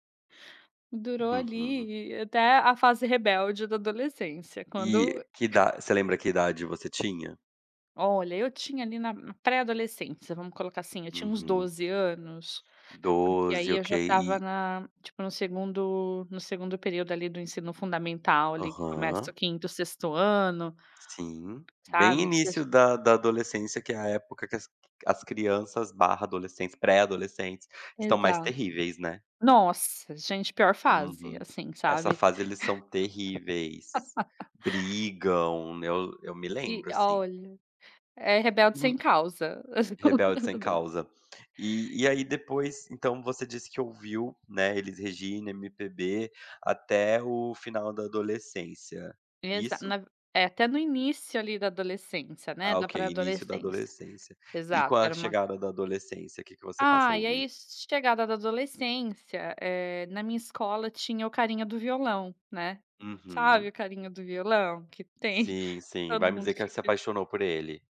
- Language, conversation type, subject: Portuguese, podcast, Questão sobre o papel da nostalgia nas escolhas musicais
- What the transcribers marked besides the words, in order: other background noise; tapping; laugh; chuckle; unintelligible speech